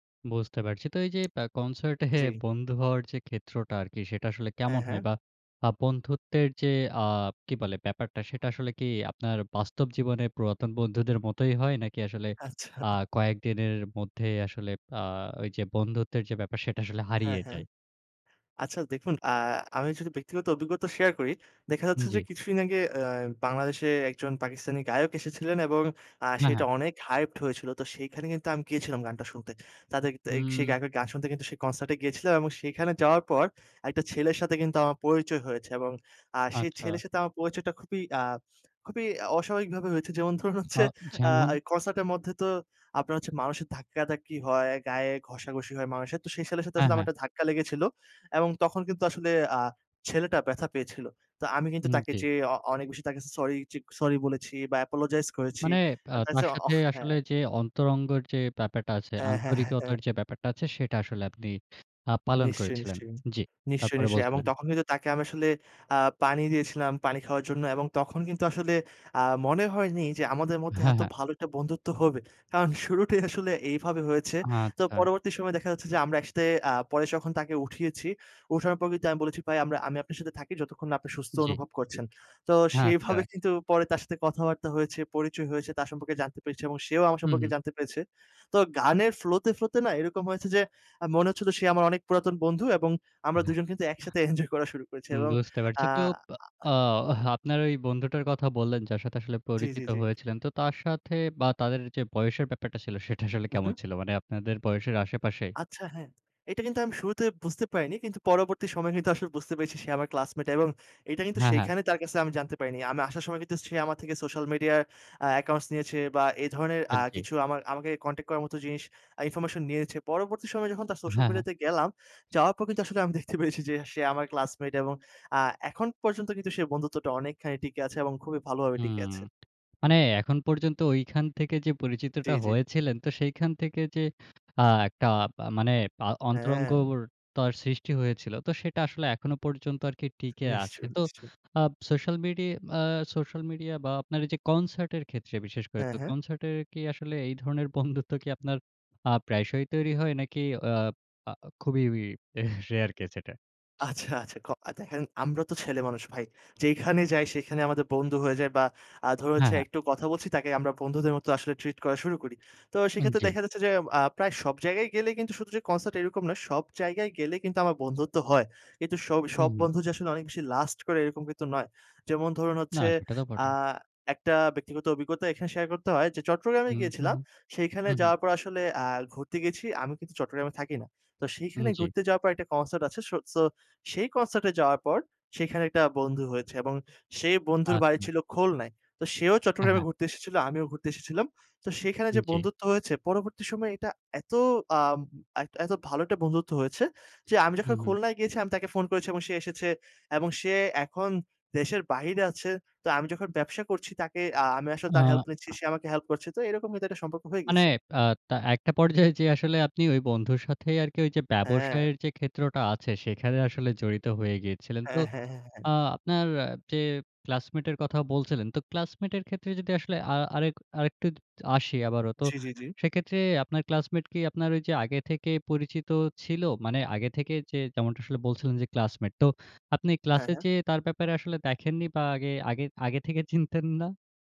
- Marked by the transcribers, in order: scoff; laughing while speaking: "আচ্ছা"; in English: "হাইপড"; laughing while speaking: "যেমন ধরুন হচ্ছে"; tapping; in English: "অ্যাপোলোজাইজ"; other background noise; laughing while speaking: "কারণ শুরুটাই আসলে"; throat clearing; chuckle; laughing while speaking: "এনজয় করা শুরু"; laughing while speaking: "সেটা আসলে"; in English: "কনট্যাক্ট"; in English: "ইনফরমেশন"; laughing while speaking: "আমি দেখতে পেয়েছি"; laughing while speaking: "বন্ধুত্ব কি"; laughing while speaking: "রেয়ার কেস এটা?"; in English: "রেয়ার কেস"; laughing while speaking: "আচ্ছা, আচ্ছা"; laughing while speaking: "চিনতেন না?"
- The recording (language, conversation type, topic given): Bengali, podcast, কনসার্টে কি আপনার নতুন বন্ধু হওয়ার কোনো গল্প আছে?
- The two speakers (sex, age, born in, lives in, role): male, 25-29, Bangladesh, Bangladesh, host; male, 50-54, Bangladesh, Bangladesh, guest